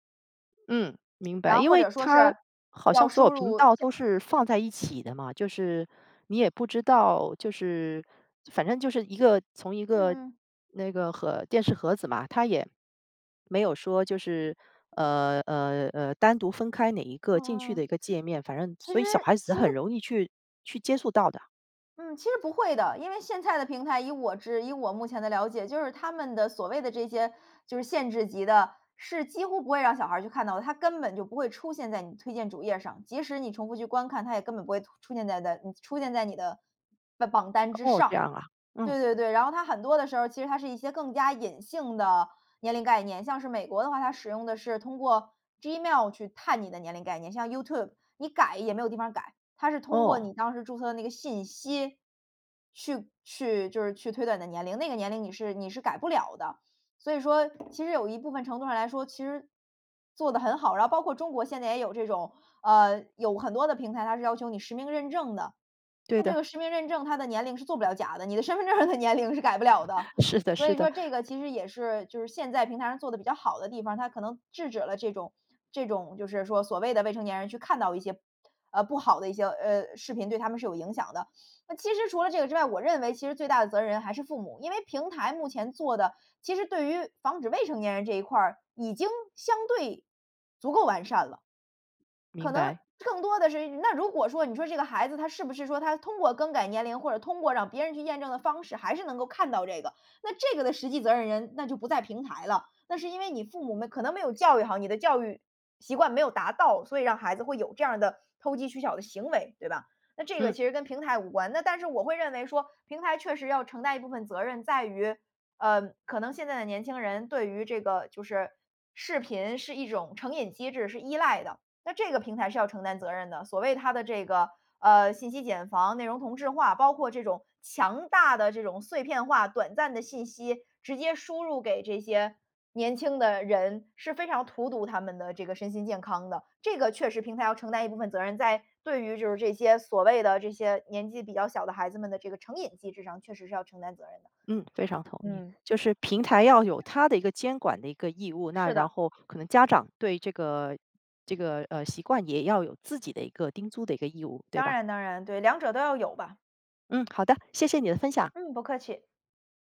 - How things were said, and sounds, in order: tapping; laughing while speaking: "现在的"; other background noise; laugh; laughing while speaking: "证儿的"; lip smack
- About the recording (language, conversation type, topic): Chinese, podcast, 播放平台的兴起改变了我们的收视习惯吗？